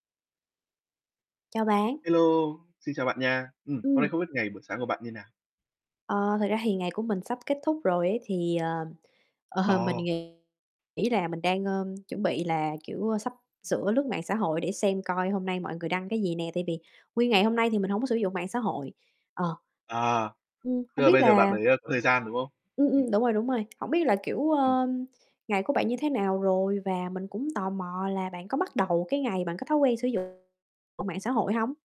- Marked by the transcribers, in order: other background noise; static; laughing while speaking: "ờ"; distorted speech; tapping; unintelligible speech; mechanical hum
- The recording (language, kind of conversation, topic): Vietnamese, unstructured, Bạn nghĩ sao về việc mọi người sử dụng mạng xã hội hằng ngày?